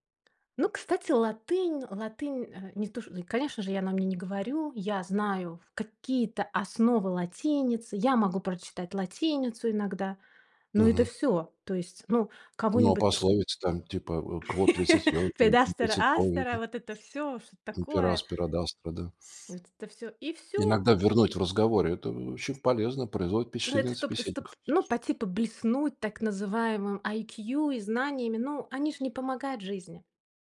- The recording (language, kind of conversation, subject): Russian, podcast, Как убедиться, что знания можно применять на практике?
- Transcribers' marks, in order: chuckle; in Latin: "Quod licet Jovi, non licet bovi"; in Latin: "Рed astera astera"; "aspera ad astra" said as "astera astera"; in Latin: "per aspera ad astra"